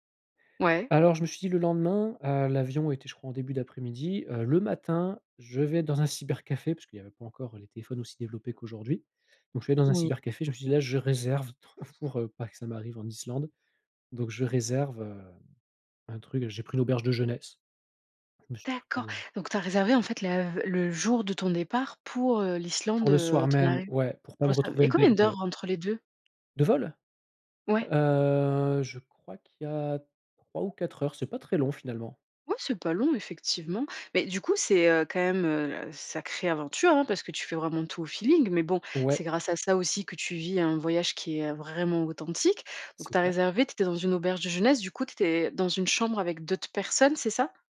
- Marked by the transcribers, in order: unintelligible speech; unintelligible speech; drawn out: "Heu"; stressed: "vraiment"; other background noise
- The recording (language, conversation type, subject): French, podcast, Peux-tu raconter un voyage qui t’a vraiment marqué ?